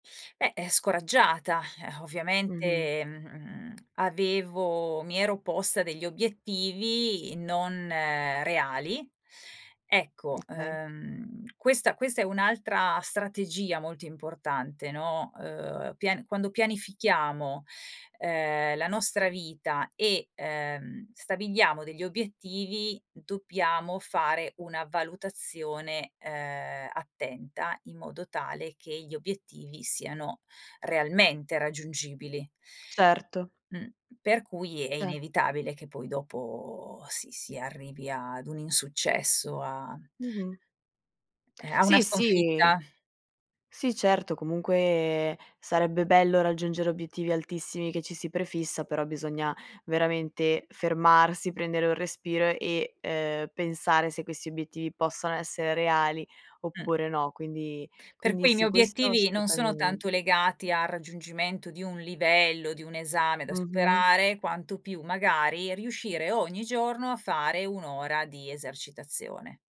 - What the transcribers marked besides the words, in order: tapping
- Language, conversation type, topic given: Italian, podcast, Come si può reimparare senza perdere fiducia in sé stessi?